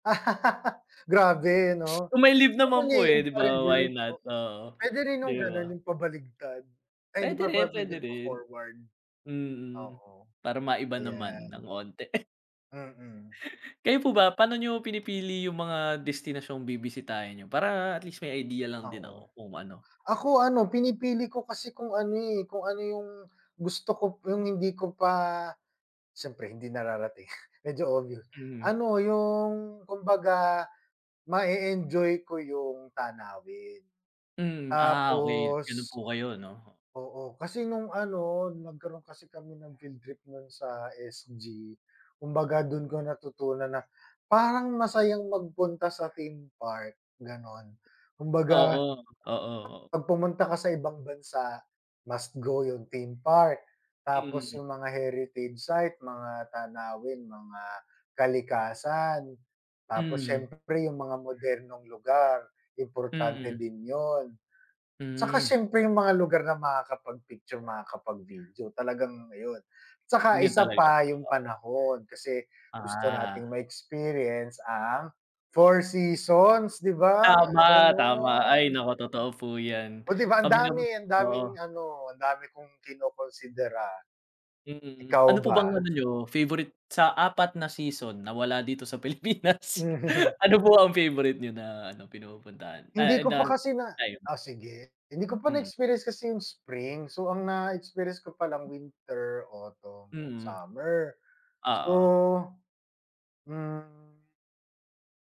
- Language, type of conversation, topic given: Filipino, unstructured, Paano mo pinipili ang mga destinasyong bibisitahin mo?
- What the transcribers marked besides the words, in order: laugh; unintelligible speech; chuckle; chuckle; other background noise; dog barking; drawn out: "Gano'n"; tapping; laughing while speaking: "Mhm"; laughing while speaking: "Pilipinas"